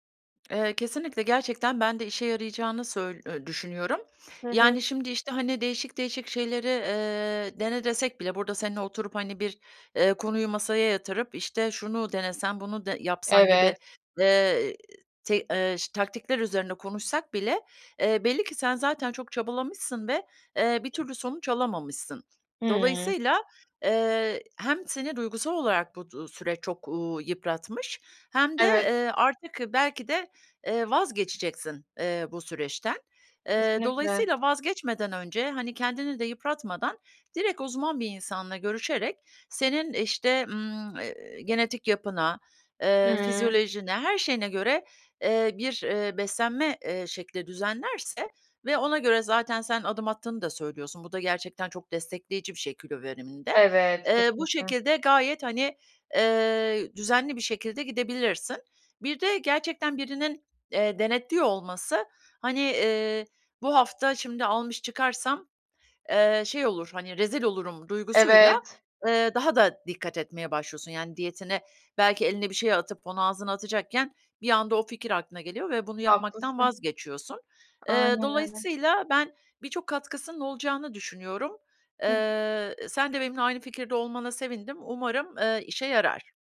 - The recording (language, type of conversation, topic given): Turkish, advice, Kilo verme çabalarımda neden uzun süredir ilerleme göremiyorum?
- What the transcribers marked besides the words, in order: other background noise; tapping